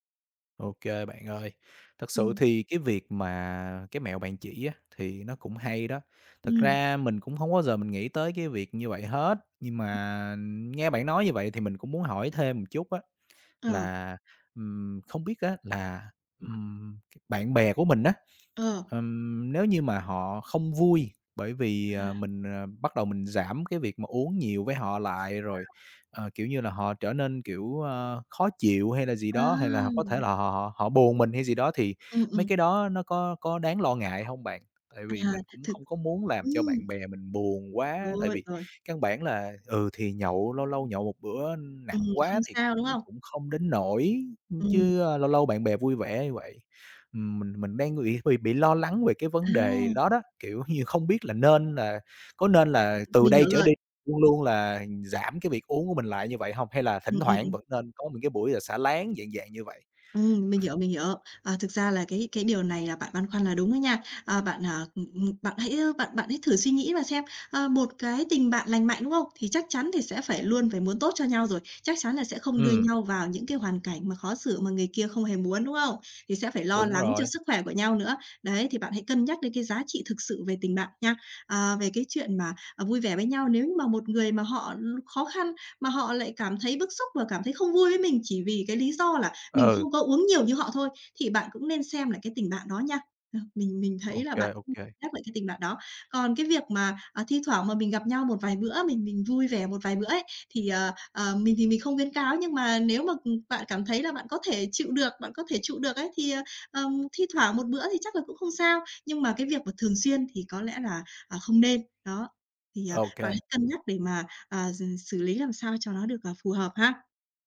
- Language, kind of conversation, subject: Vietnamese, advice, Tôi nên làm gì khi bị bạn bè gây áp lực uống rượu hoặc làm điều mình không muốn?
- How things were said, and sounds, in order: tapping; other background noise; throat clearing